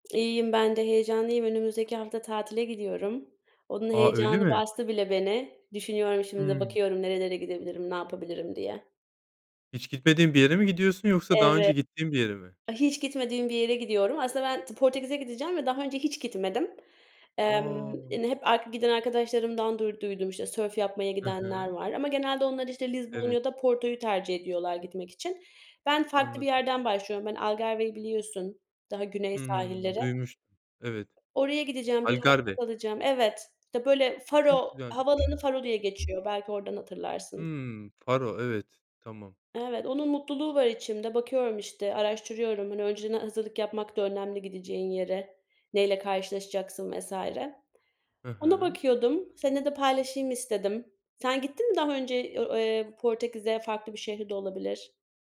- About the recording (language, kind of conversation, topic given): Turkish, unstructured, Seyahat etmek size ne kadar mutluluk verir?
- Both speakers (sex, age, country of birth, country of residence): female, 25-29, Turkey, Germany; male, 30-34, Turkey, Spain
- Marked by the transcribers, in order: tapping